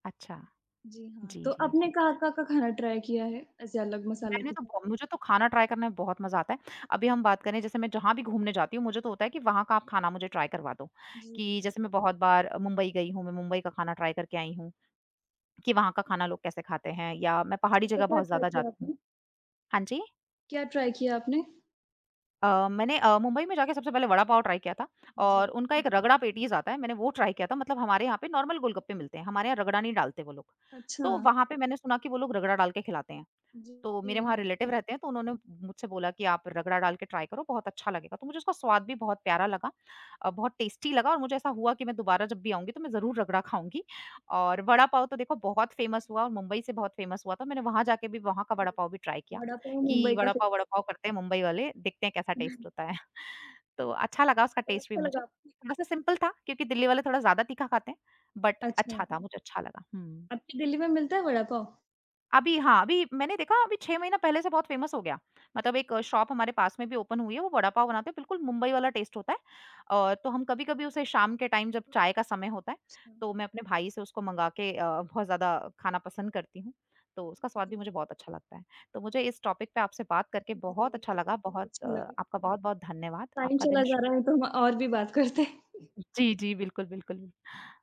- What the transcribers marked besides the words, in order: in English: "ट्राई"; in English: "ट्राई"; in English: "ट्राई"; in English: "ट्राई"; in English: "ट्राई"; in English: "ट्राई"; tapping; in English: "ट्राई"; in English: "ट्राई"; in English: "नॉर्मल"; in English: "रिलेटिव"; in English: "ट्राई"; in English: "टेस्टी"; in English: "फ़ेमस"; in English: "फ़ेमस"; in English: "फ़ेमस"; in English: "ट्राई"; chuckle; in English: "टेस्ट"; laughing while speaking: "है"; in English: "टेस्ट"; in English: "सिंपल"; in English: "बट"; in English: "फ़ेमस"; in English: "शॉप"; in English: "ओपन"; in English: "टेस्ट"; in English: "टाइम"; in English: "टॉपिक"; in English: "टाइम"; laughing while speaking: "करते"
- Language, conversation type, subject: Hindi, unstructured, खाने में मसालों का क्या महत्व होता है?